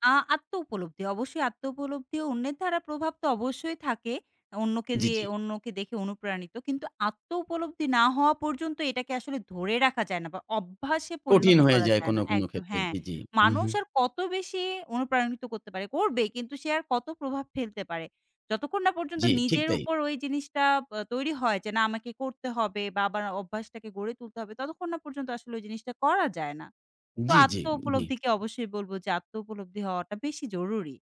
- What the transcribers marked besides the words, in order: "আত্মউপলব্ধি" said as "আত্তউপলব্দি"; "আত্মউপলব্ধি" said as "আত্তউপলব্দি"; "দ্বারা" said as "ধারা"; "আত্মউপলব্ধি" said as "আত্তউপলব্দি"; tapping
- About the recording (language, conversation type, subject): Bengali, podcast, কোন অভ্যাসগুলো আপনার সৃজনশীলতা বাড়ায়?
- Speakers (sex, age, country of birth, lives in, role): female, 25-29, Bangladesh, Bangladesh, guest; male, 40-44, Bangladesh, Bangladesh, host